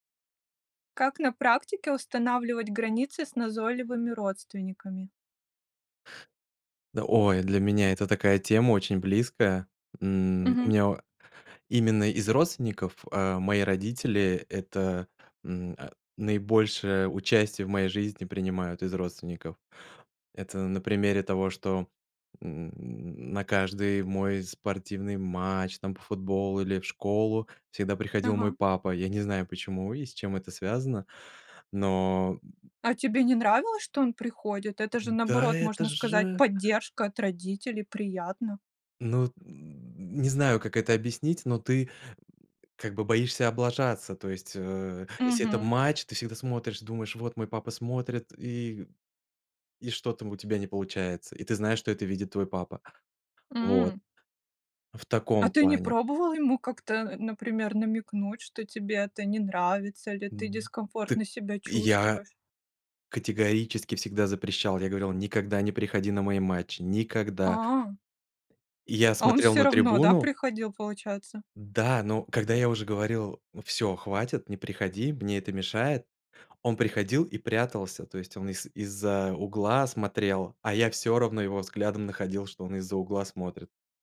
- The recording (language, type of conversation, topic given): Russian, podcast, Как на практике устанавливать границы с назойливыми родственниками?
- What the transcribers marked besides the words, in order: other background noise; tapping; grunt; grunt